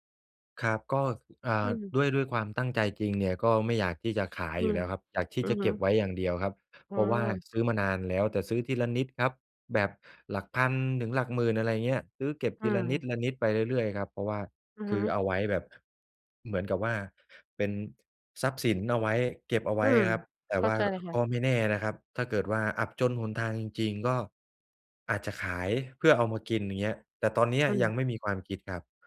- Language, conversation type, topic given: Thai, advice, ฉันควรเริ่มออมเงินสำหรับเหตุฉุกเฉินอย่างไรดี?
- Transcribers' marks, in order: none